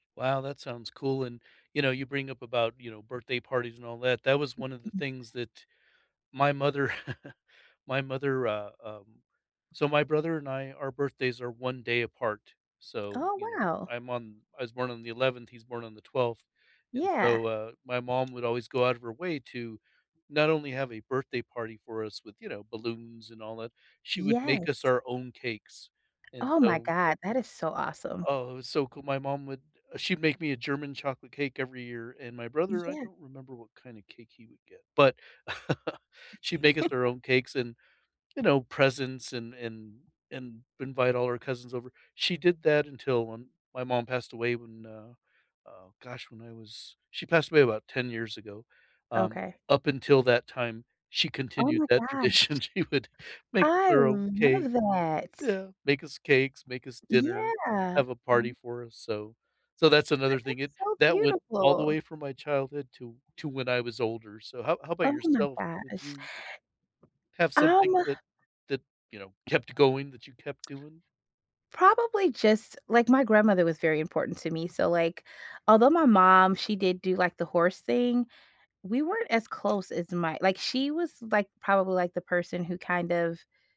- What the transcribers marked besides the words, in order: other background noise; chuckle; tapping; chuckle; laugh; laughing while speaking: "tradition. She would"; other noise
- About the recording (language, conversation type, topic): English, unstructured, Can you describe a perfect day from your childhood?